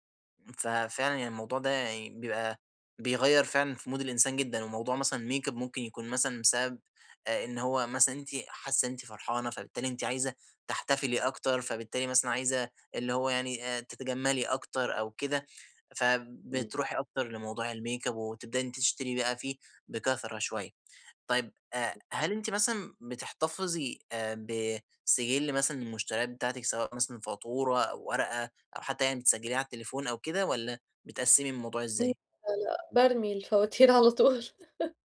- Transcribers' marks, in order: in English: "مود"; in English: "الmakeup"; in English: "الmakeup"; tapping; laughing while speaking: "على طول"; laugh
- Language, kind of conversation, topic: Arabic, advice, إزاي مشاعري بتأثر على قراراتي المالية؟